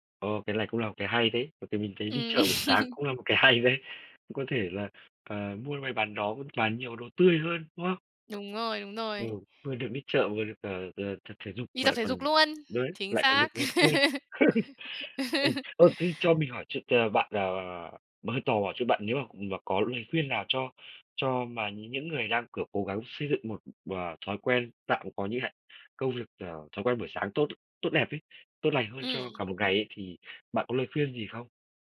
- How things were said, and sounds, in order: "này" said as "lày"; laugh; laughing while speaking: "đấy"; tapping; laugh
- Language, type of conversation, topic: Vietnamese, podcast, Buổi sáng bạn thường bắt đầu ngày mới như thế nào?